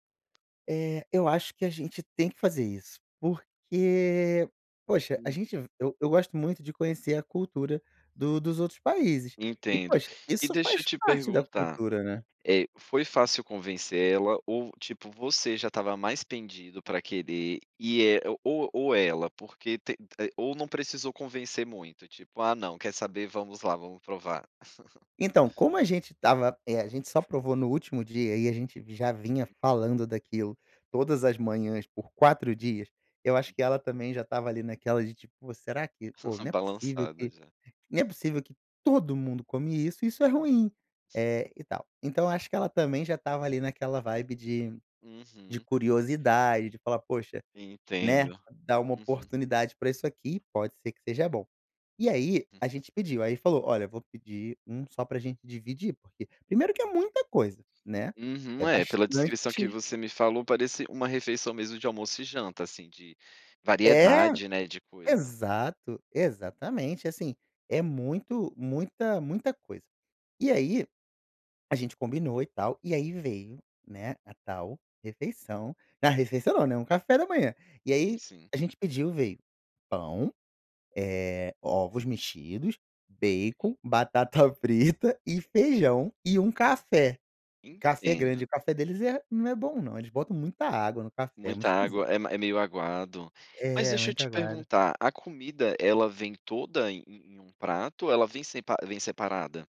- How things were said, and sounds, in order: tapping; chuckle; chuckle; stressed: "todo"; other noise; in English: "vibe"; unintelligible speech
- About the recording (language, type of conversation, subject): Portuguese, podcast, Você já teve alguma surpresa boa ao provar comida de rua?